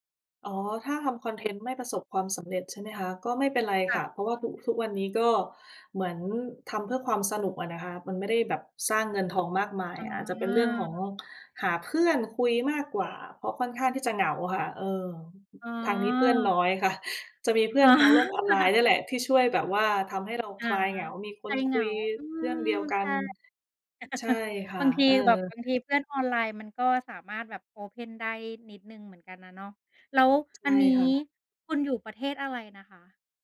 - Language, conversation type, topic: Thai, unstructured, คุณอยากทำอะไรให้สำเร็จภายในอีกห้าปีข้างหน้า?
- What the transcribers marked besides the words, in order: tapping; other background noise; laughing while speaking: "อ๋อ"; laughing while speaking: "ค่ะ"; chuckle; chuckle; in English: "open"